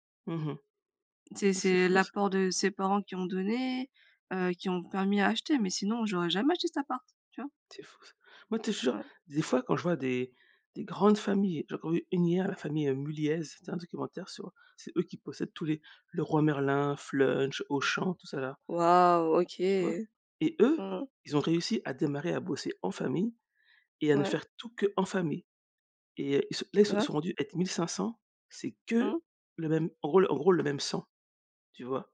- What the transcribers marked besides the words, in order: tapping; stressed: "Waouh"; stressed: "eux"
- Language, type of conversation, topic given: French, unstructured, Comment décrirais-tu ta relation avec ta famille ?